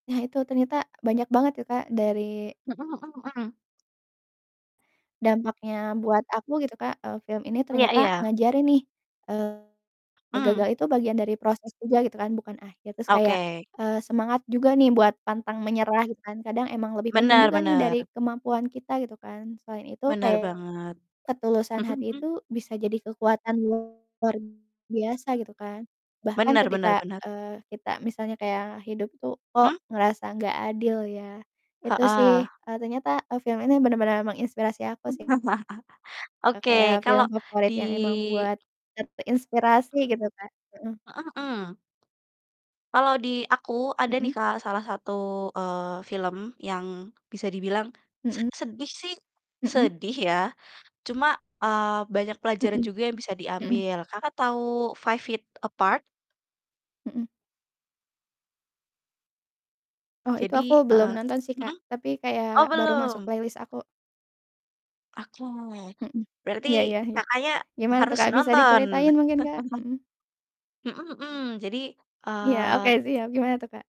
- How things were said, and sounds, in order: distorted speech; other background noise; chuckle; tapping; in English: "playlist"; laughing while speaking: "iya"; chuckle
- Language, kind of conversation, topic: Indonesian, unstructured, Apa film favoritmu yang paling menginspirasimu?